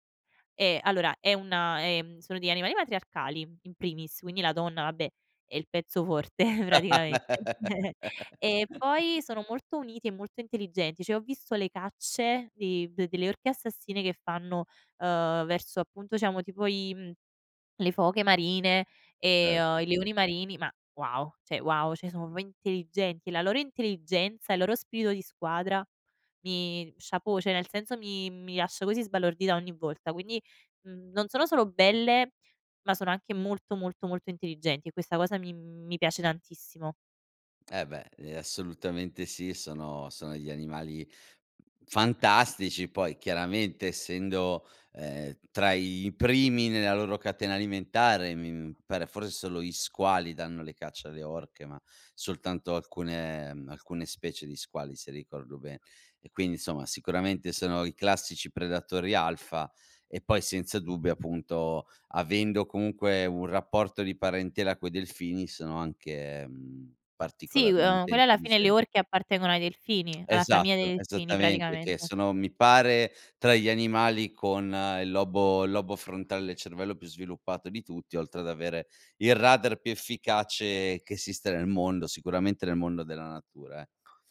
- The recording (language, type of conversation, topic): Italian, podcast, Qual è un luogo naturale che ti ha davvero emozionato?
- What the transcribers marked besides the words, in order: laugh; chuckle; "cioè" said as "ceh"; "cioè" said as "ceh"; "Cioè" said as "ceh"; "proprio" said as "propo"; "cioè" said as "ceh"; tapping